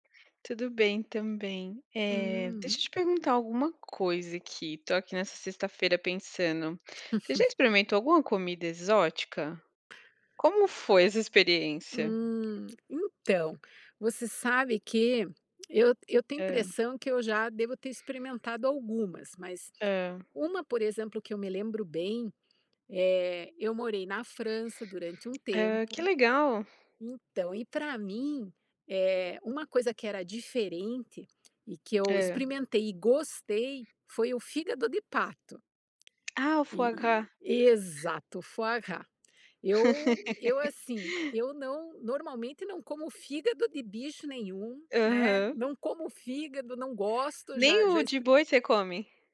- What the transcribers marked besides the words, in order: chuckle; tapping; in French: "foie gras"; in French: "foie gras"; laugh
- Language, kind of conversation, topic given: Portuguese, unstructured, Você já experimentou alguma comida exótica? Como foi?